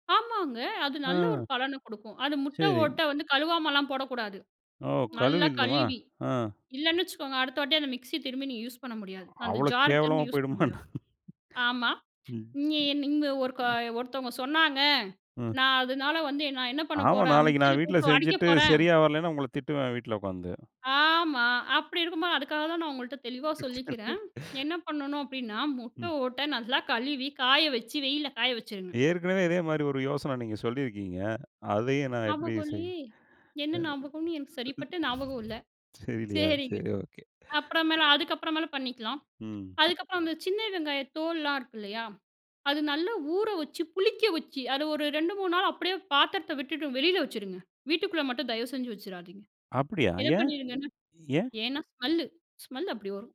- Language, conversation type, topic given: Tamil, podcast, பசுமை நெறிமுறைகளை குழந்தைகளுக்கு எப்படிக் கற்பிக்கலாம்?
- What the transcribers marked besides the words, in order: other background noise; in English: "யூஸ்"; in English: "யூஸ்"; "முடியாது" said as "முடிய"; laugh; drawn out: "ஆமா"; laugh; put-on voice: "ஞாபகம் இல்லையே"; in English: "ஸ்மெல்லு, ஸ்மெல்"